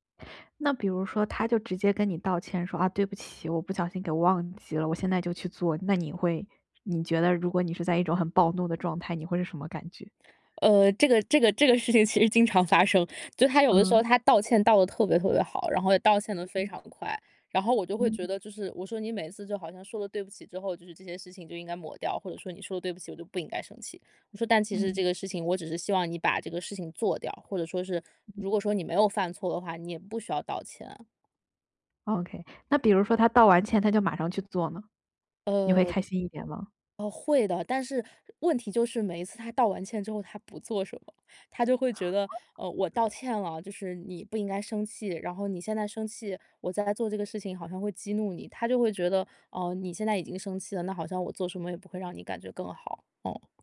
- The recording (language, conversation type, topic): Chinese, advice, 我怎样才能更好地识别并命名自己的情绪？
- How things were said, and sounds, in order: laughing while speaking: "事情"; tapping; laugh